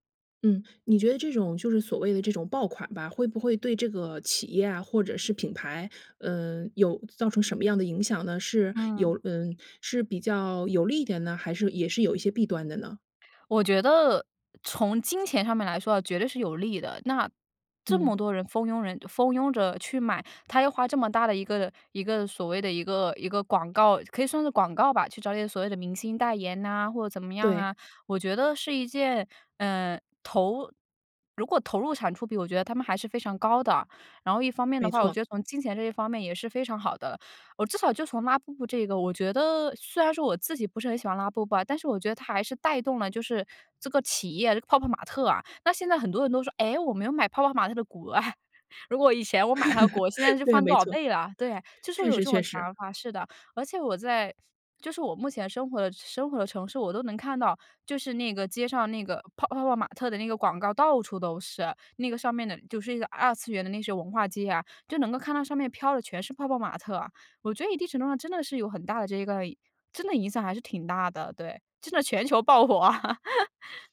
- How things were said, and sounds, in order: laugh; other background noise; joyful: "真的全球爆火啊"; laugh
- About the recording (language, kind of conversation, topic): Chinese, podcast, 你怎么看待“爆款”文化的兴起？